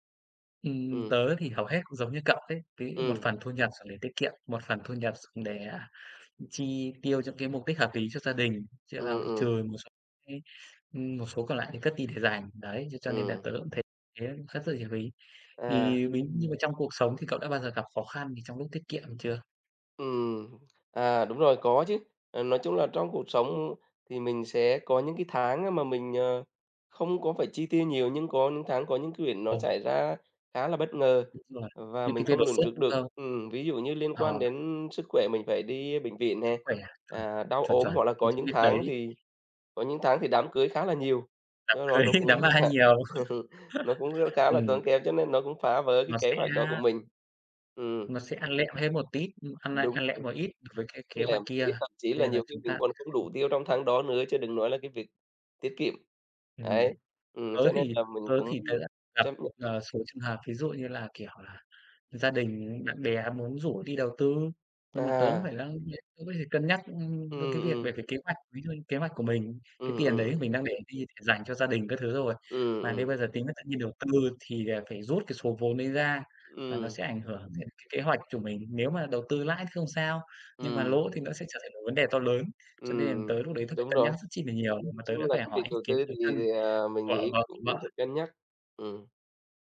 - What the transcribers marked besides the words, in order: laughing while speaking: "Đám cười, đám ma nhiều"; laughing while speaking: "cũng"; laugh; other background noise; unintelligible speech; tapping
- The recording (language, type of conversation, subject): Vietnamese, unstructured, Bạn có kế hoạch tài chính cho tương lai không?